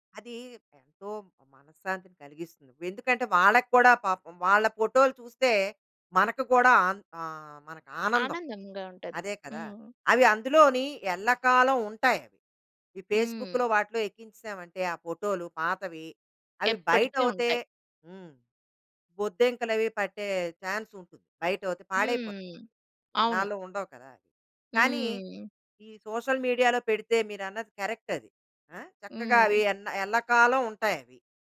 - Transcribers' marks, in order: in English: "ఫేస్‌బుక్‌లో"; in English: "ఛాన్స్"; in English: "సోషల్ మీడియాలో"; in English: "కరెక్ట్"
- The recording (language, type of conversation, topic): Telugu, podcast, సోషల్ మీడియా మీ జీవితాన్ని ఎలా మార్చింది?